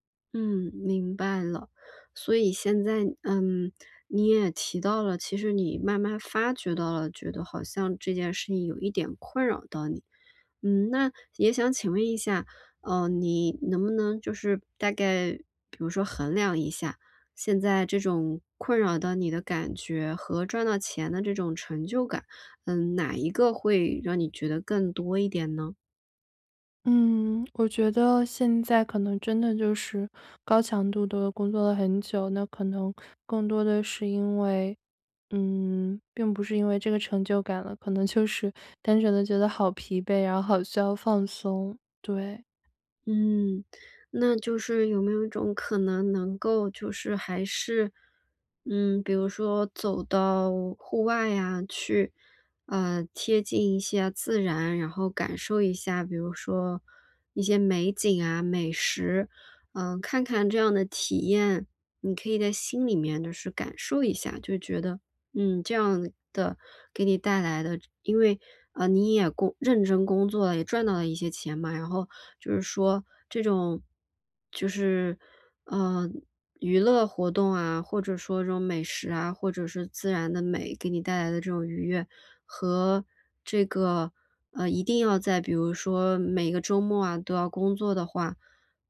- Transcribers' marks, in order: other background noise; laughing while speaking: "就是"
- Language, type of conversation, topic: Chinese, advice, 如何在忙碌中找回放鬆時間？